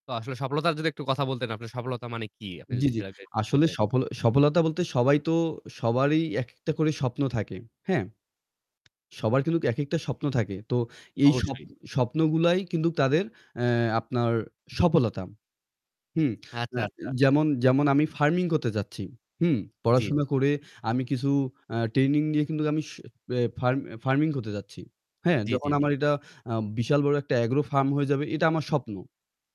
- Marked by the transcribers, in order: distorted speech
- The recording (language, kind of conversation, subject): Bengali, unstructured, ছাত্রছাত্রীদের ওপর অতিরিক্ত চাপ দেওয়া কতটা ঠিক?